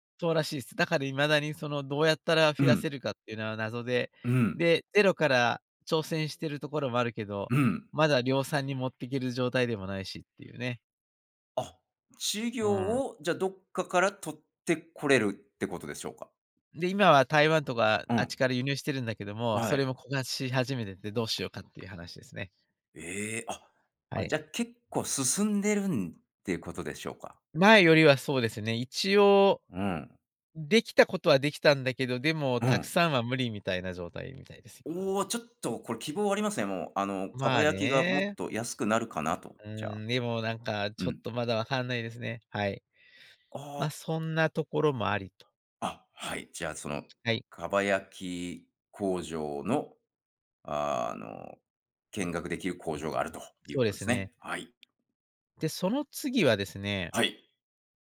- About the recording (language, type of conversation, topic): Japanese, podcast, 地元の人しか知らない穴場スポットを教えていただけますか？
- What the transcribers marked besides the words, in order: tapping; other noise